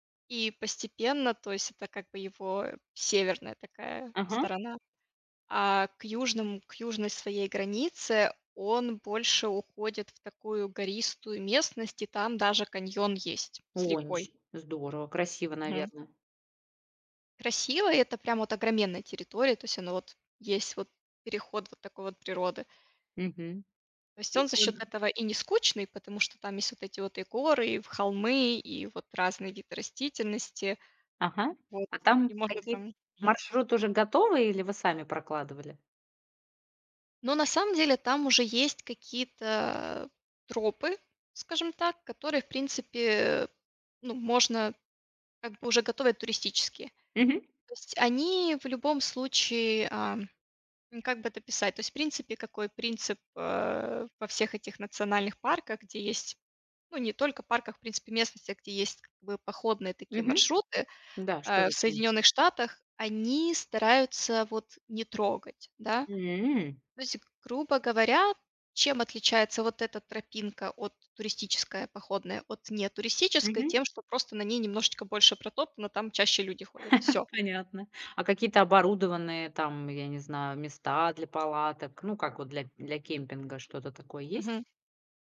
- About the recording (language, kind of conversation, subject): Russian, podcast, Какой поход на природу был твоим любимым и почему?
- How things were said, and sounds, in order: tapping; chuckle